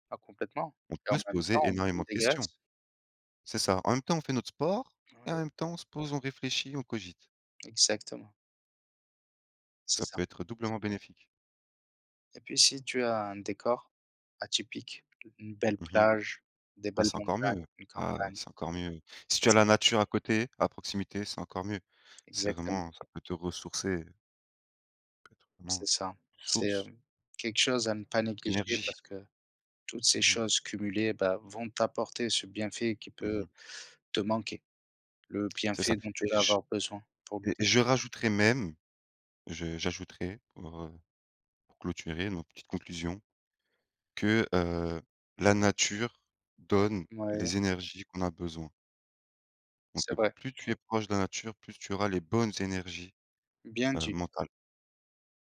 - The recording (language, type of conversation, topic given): French, unstructured, Comment prends-tu soin de ton bien-être mental au quotidien ?
- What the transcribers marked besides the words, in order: unintelligible speech